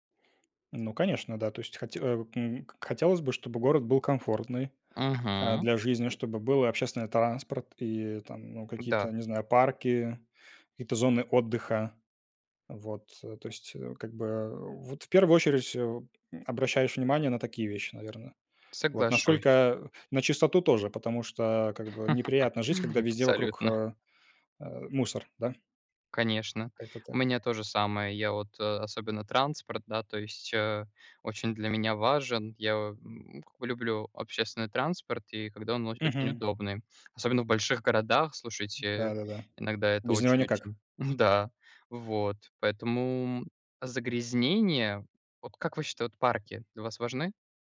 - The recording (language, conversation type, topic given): Russian, unstructured, Что вызывает у вас отвращение в загрязнённом городе?
- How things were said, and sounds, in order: laugh; tapping; chuckle